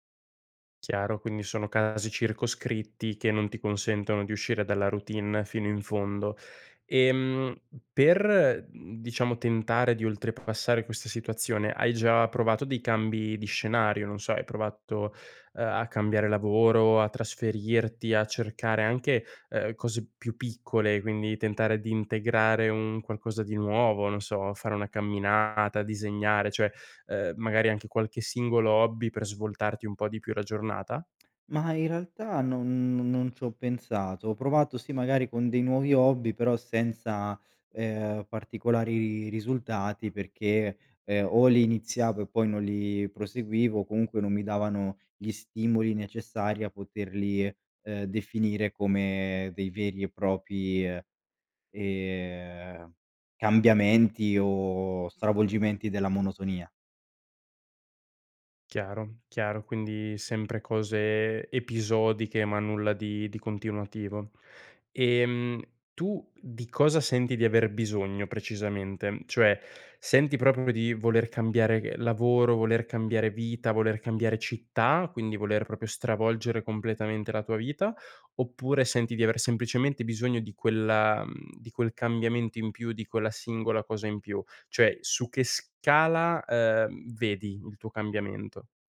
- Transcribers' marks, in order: tapping; "propri" said as "propi"; "proprio" said as "propo"; "proprio" said as "propio"
- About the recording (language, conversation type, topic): Italian, advice, Come posso usare pause e cambi di scenario per superare un blocco creativo?